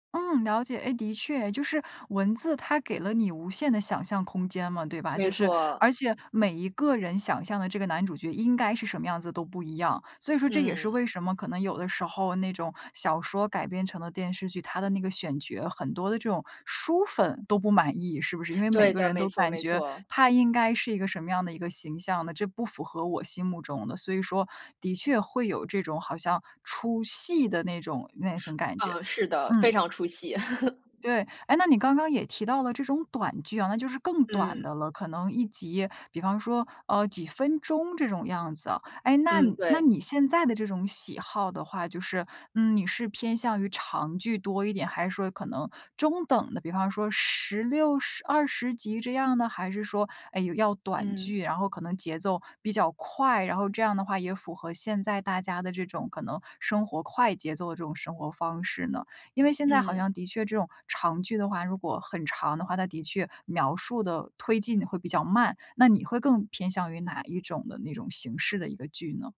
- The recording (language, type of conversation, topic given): Chinese, podcast, 追剧会不会影响你的日常生活节奏？
- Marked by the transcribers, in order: other background noise; laugh; tapping